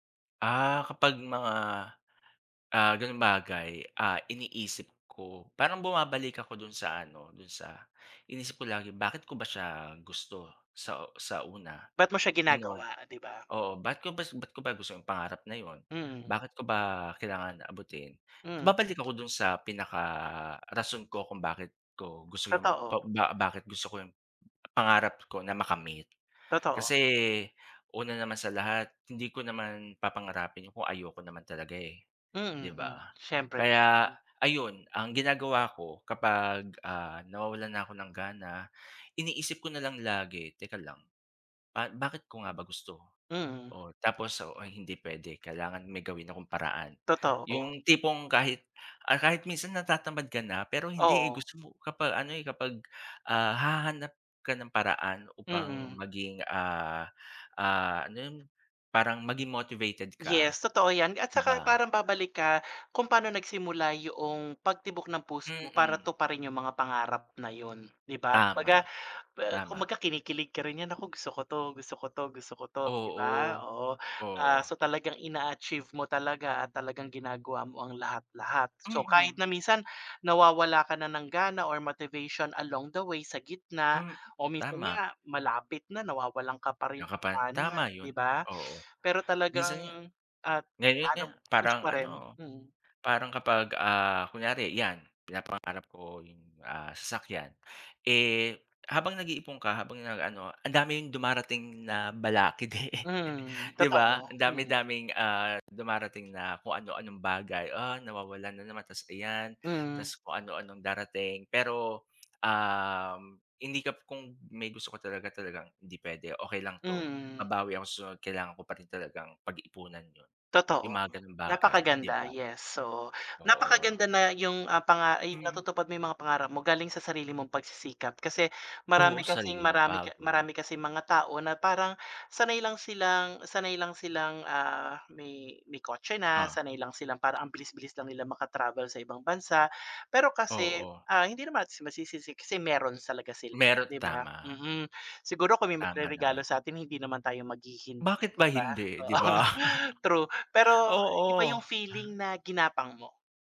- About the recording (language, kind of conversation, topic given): Filipino, unstructured, Paano mo balak makamit ang mga pangarap mo?
- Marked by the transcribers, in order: other background noise; tapping; chuckle; chuckle